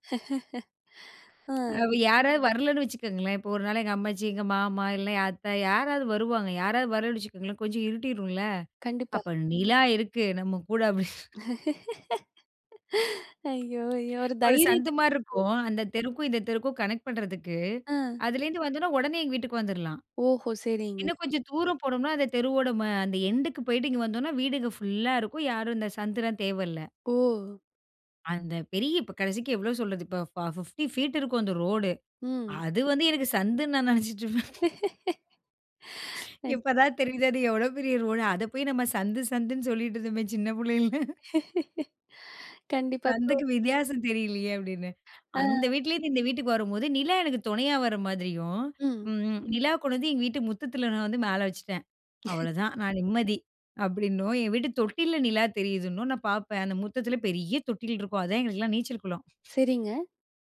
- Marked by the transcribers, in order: laugh; laugh; in English: "கனெக்ட்"; other background noise; in English: "எண்டுக்கு"; laughing while speaking: "எனக்கு சந்துன்னு நான் நெனைச்சுட்டுருப்பேன்"; laugh; laughing while speaking: "இப்ப தான் தெரியுது அது எவ்வளோ … இருந்தோமே சின்ன புள்ளைல"; laugh; laughing while speaking: "சந்துக்கு வித்தியாசம் தெரியலையே அப்டின்னு"; chuckle; other noise
- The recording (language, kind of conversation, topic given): Tamil, podcast, வீட்டின் வாசனை உங்களுக்கு என்ன நினைவுகளைத் தருகிறது?